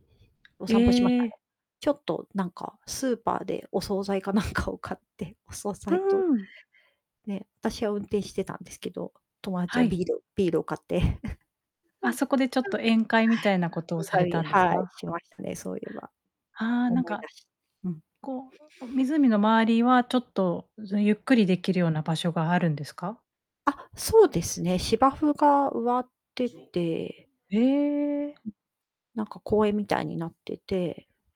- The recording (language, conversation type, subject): Japanese, podcast, 一番印象に残っている旅の思い出は何ですか？
- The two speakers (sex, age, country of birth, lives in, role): female, 40-44, Japan, Japan, host; female, 45-49, Japan, Japan, guest
- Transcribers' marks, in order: tapping; distorted speech; laughing while speaking: "なんかを買って、お惣菜と"; giggle; unintelligible speech; other background noise; background speech; static